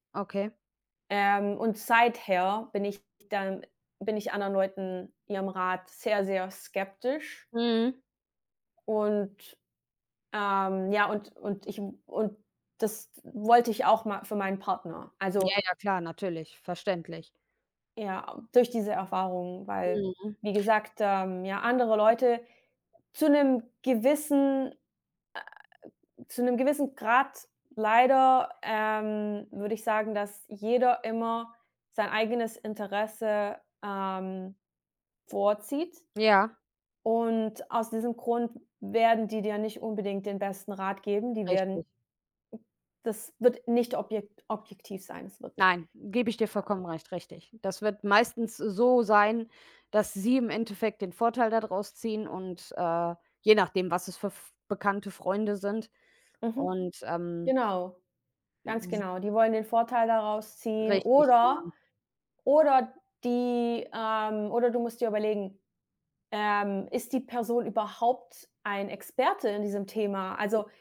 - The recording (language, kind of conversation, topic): German, unstructured, Wie kann man Vertrauen in einer Beziehung aufbauen?
- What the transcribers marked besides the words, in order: none